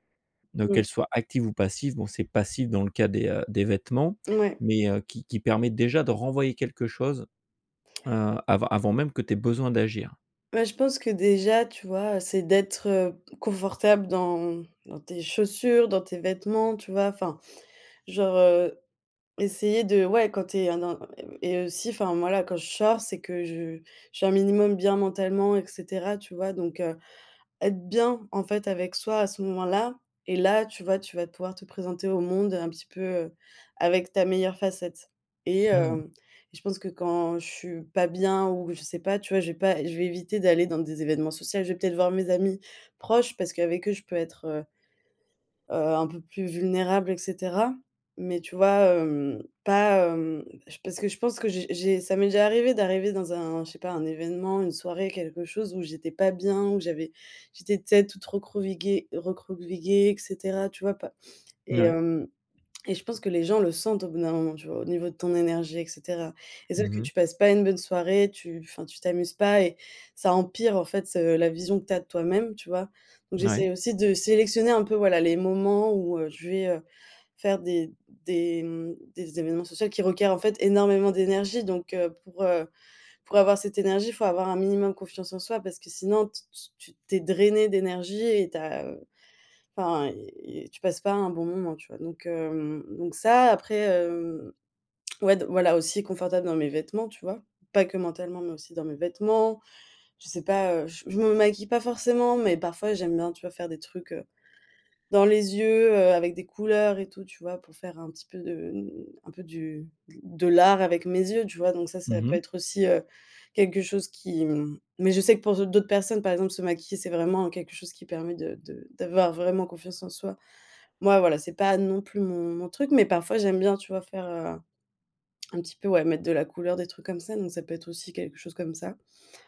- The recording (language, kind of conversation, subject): French, podcast, Comment construis-tu ta confiance en toi au quotidien ?
- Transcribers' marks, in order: tapping; "recroquevillée-" said as "recrovigué"; "recroquevillée" said as "recroqueviguée"; tongue click; other background noise; stressed: "l'art"